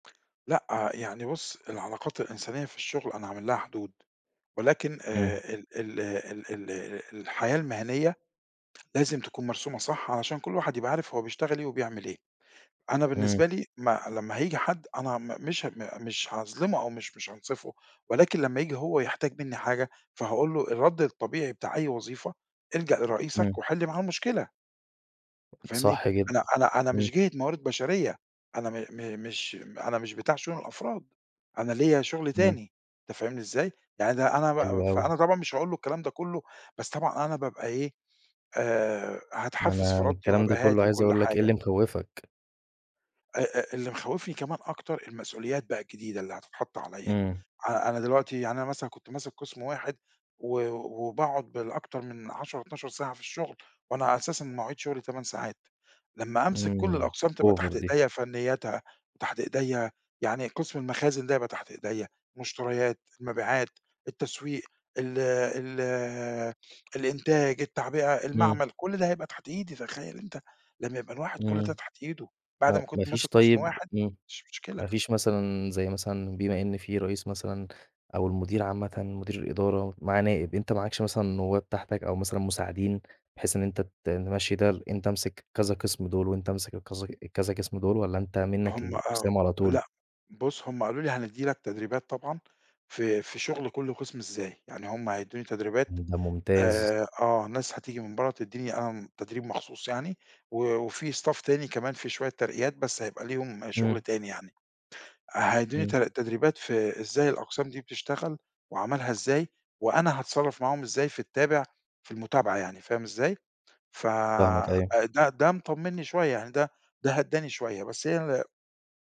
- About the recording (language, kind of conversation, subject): Arabic, advice, إزاي أستعد للترقية وأتعامل مع مسؤولياتي الجديدة في الشغل؟
- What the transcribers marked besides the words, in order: tapping; in English: "over"; in English: "staff"